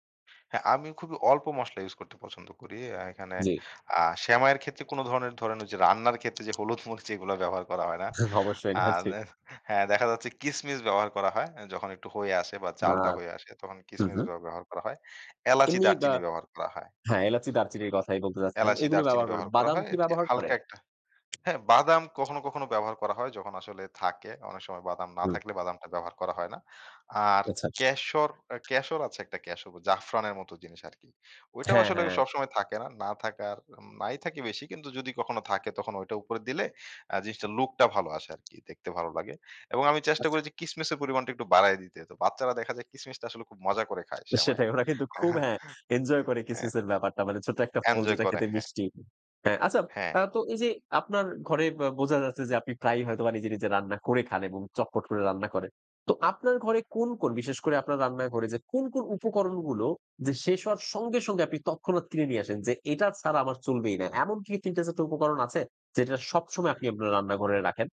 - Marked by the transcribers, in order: tapping; laughing while speaking: "অবশ্যই হ্যাঁ, জি"; "ব্যবহার" said as "ব্যাগবহার"; laughing while speaking: "ওরা কিন্তু খুব হ্যাঁ"; chuckle; other background noise
- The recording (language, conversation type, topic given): Bengali, podcast, অল্প সময়ে সুস্বাদু খাবার বানানোর কী কী টিপস আছে?